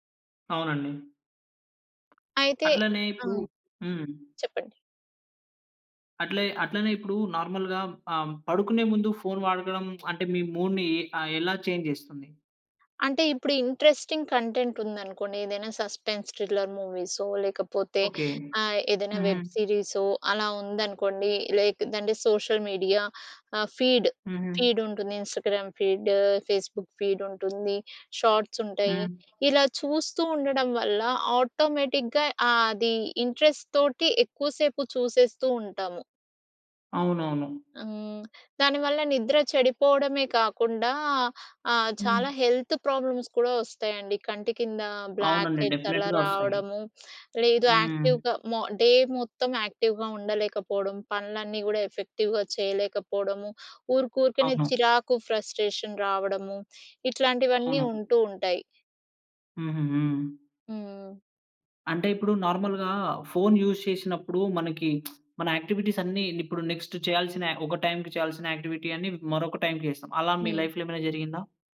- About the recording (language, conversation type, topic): Telugu, podcast, రాత్రి పడుకునే ముందు మొబైల్ ఫోన్ వాడకం గురించి మీ అభిప్రాయం ఏమిటి?
- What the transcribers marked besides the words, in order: "వాడడం" said as "వాడగడం"; lip smack; in English: "మూడ్‌ని"; in English: "చేంజ్"; in English: "ఇంట్రెస్టింగ్ కంటెంట్"; in English: "సస్పెన్స్ థ్రిల్లర్"; in English: "సోషల్ మీడియా"; in English: "ఫీడ్, ఫీడ్"; in English: "ఇన్‌స్టాగ్రామ్ ఫీడ్, ఫేస్‌బుక్ ఫీడ్"; in English: "షాట్స్"; in English: "ఆటోమేటిక్‍గా"; in English: "ఇంట్రెస్ట్‌తోటి"; in English: "హెల్త్ ప్రాబ్లమ్స్"; in English: "బ్లాక్ హెడ్స్"; in English: "డెఫనెట్‌గా"; in English: "యాక్టివ్‍గా"; in English: "డే"; in English: "యాక్టివ్‍గా"; in English: "ఎఫెక్టివ్‍గా"; in English: "ఫ్రస్ట్రేషన్"; in English: "నార్మల్‌గా"; in English: "యూస్"; lip smack; in English: "యాక్టివిటీస్"; in English: "నెక్స్ట్"; in English: "యాక్టివిటీ"; in English: "లైఫ్‌లో"